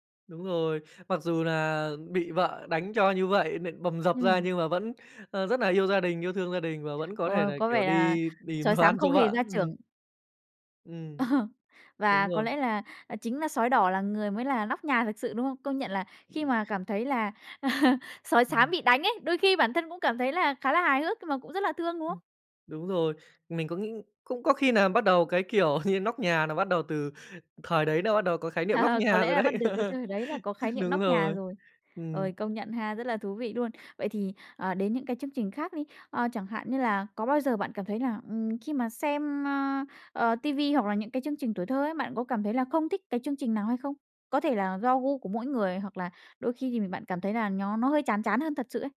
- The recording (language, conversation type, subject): Vietnamese, podcast, Bạn nhớ nhất chương trình truyền hình nào của tuổi thơ mình?
- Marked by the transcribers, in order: laughing while speaking: "đồ"; laughing while speaking: "Ờ"; chuckle; laughing while speaking: "kiểu"; chuckle; chuckle